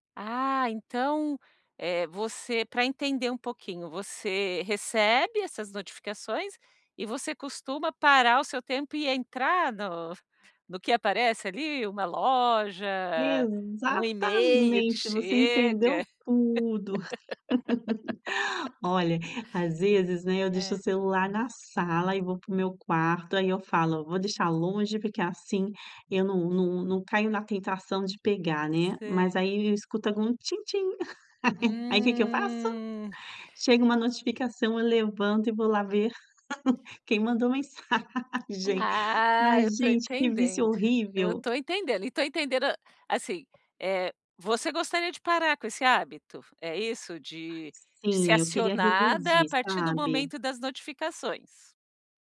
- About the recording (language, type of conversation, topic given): Portuguese, advice, Como posso reduzir as notificações e interrupções antes de dormir para descansar melhor?
- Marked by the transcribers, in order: laugh; laugh; tapping; laugh